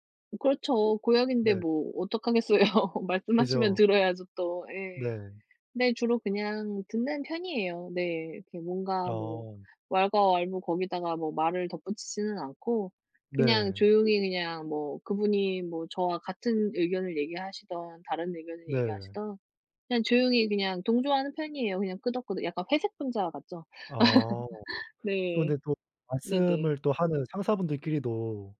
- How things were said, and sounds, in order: other background noise; laughing while speaking: "어떡하겠어요"; tapping; laugh
- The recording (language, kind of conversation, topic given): Korean, unstructured, 정치 이야기를 하면서 좋았던 경험이 있나요?